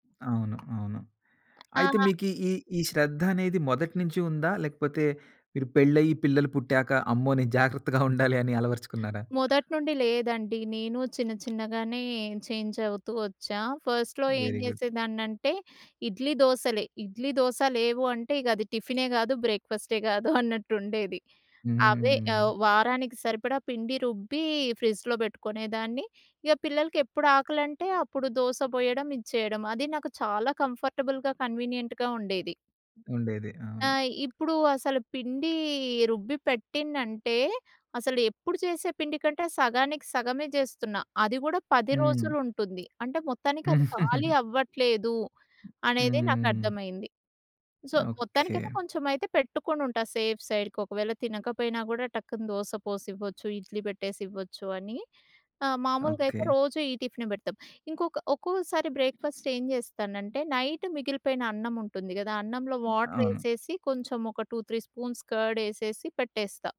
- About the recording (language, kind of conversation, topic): Telugu, podcast, మీ ఇంట్లో సాధారణంగా ఉదయం ఎలా మొదలవుతుంది?
- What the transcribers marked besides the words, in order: tapping; chuckle; other background noise; in English: "ఫస్ట్‌లో"; in English: "వెరీ గుడ్"; in English: "ఫ్రిడ్జ్‌లో"; in English: "కంఫర్టబుల్‌గా, కన్వీనియంట్‌గా"; giggle; in English: "సో"; in English: "సేఫ్ సైడ్‌కి"; in English: "బ్రేక్‌ఫాస్ట్"; in English: "నైట్"; in English: "టూ త్రీ స్పూన్స్"